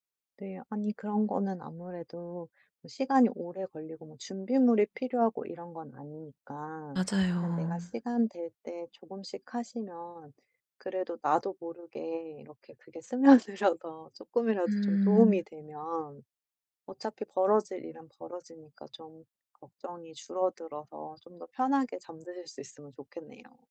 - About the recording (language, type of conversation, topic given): Korean, advice, 미래가 불확실해서 걱정이 많을 때, 일상에서 걱정을 줄일 수 있는 방법은 무엇인가요?
- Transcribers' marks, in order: laughing while speaking: "스며들어서"